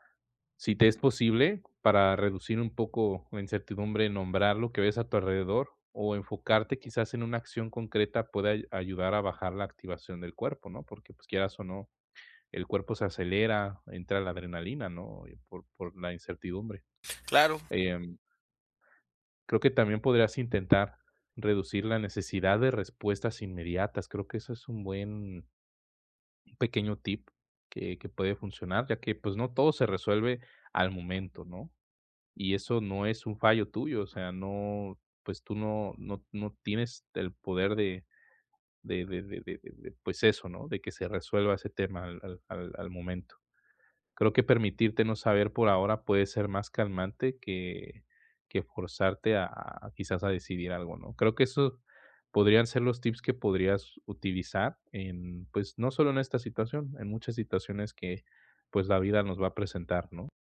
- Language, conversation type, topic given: Spanish, advice, ¿Cómo puedo aceptar la incertidumbre sin perder la calma?
- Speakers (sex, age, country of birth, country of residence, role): male, 20-24, Mexico, Mexico, advisor; male, 35-39, Mexico, Mexico, user
- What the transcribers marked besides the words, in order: tapping; other background noise